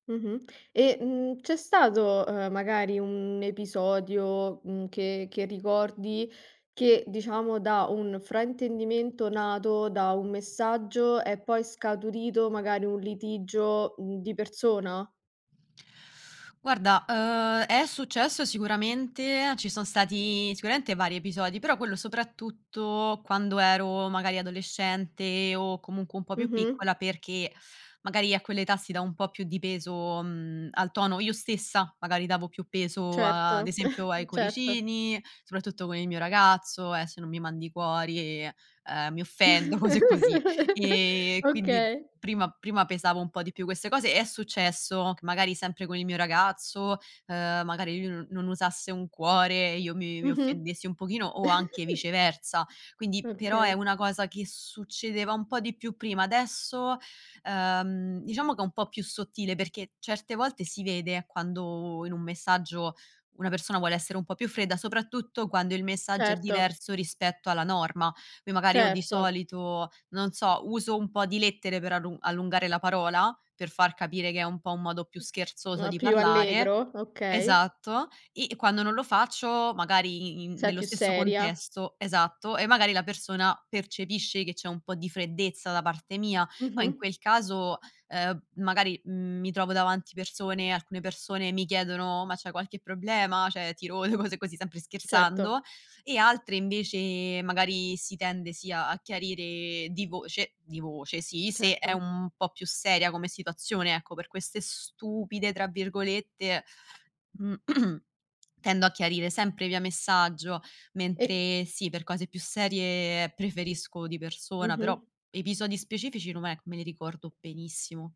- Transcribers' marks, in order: chuckle; chuckle; laughing while speaking: "Cose"; chuckle; other background noise; "Cioè" said as "ceh"; laughing while speaking: "Cose"; throat clearing
- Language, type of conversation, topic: Italian, podcast, Come affronti fraintendimenti nati dai messaggi scritti?